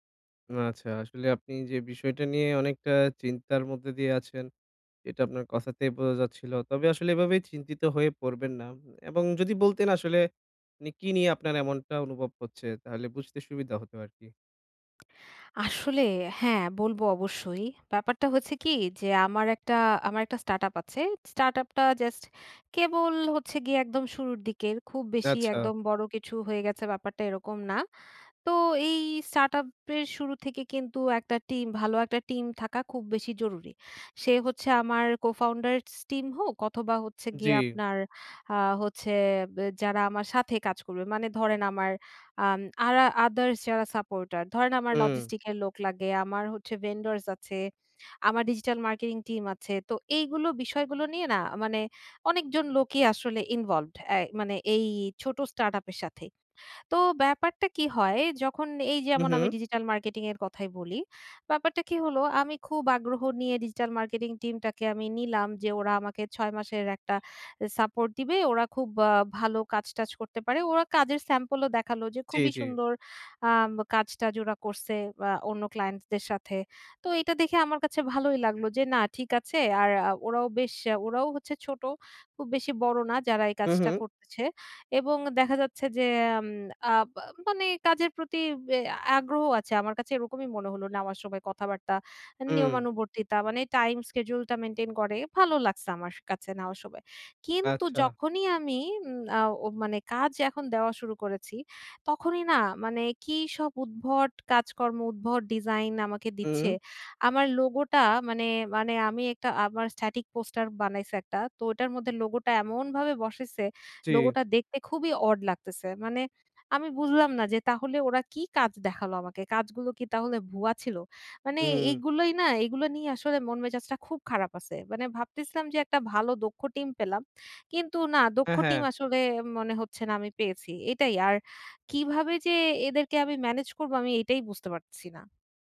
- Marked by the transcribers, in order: tapping; in English: "co-founder"; lip smack; in English: "logistics"; in English: "vendors"; "জ্বী" said as "টি"; in English: "schedule"; other background noise; in English: "static"; "জী" said as "চি"; "হ্যাঁ" said as "অ্যা"
- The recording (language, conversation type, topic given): Bengali, advice, দক্ষ টিম গঠন ও ধরে রাখার কৌশল